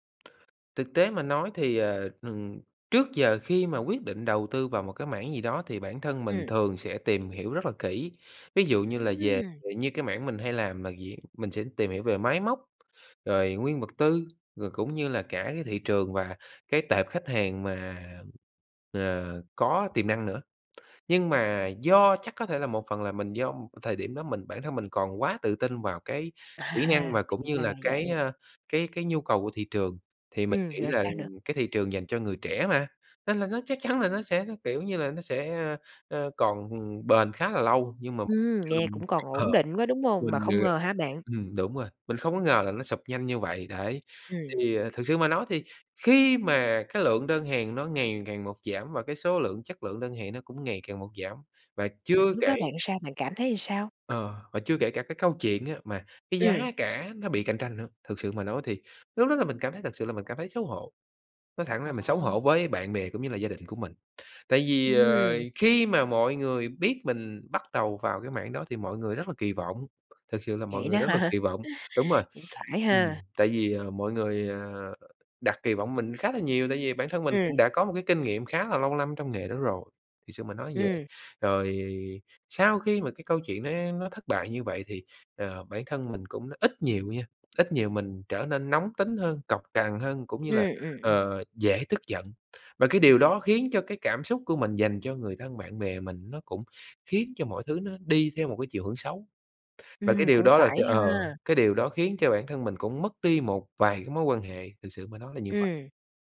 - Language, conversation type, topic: Vietnamese, podcast, Bạn có thể kể về một lần bạn thất bại và cách bạn đứng dậy như thế nào?
- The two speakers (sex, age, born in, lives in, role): female, 40-44, Vietnam, Vietnam, host; male, 30-34, Vietnam, Vietnam, guest
- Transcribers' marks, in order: tapping; laughing while speaking: "À"; unintelligible speech; laughing while speaking: "ha?"